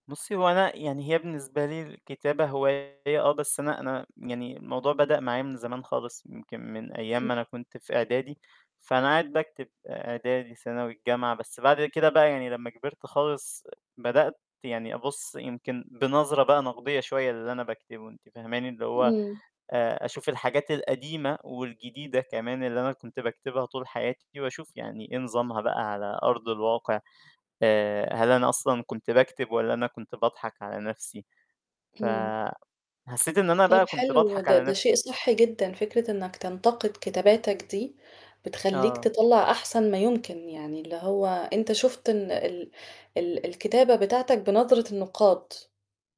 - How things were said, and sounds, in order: distorted speech; unintelligible speech
- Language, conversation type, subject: Arabic, advice, إزاي أطلع أفكار جديدة ومش مكررة ولا باينة إنها مش أصيلة؟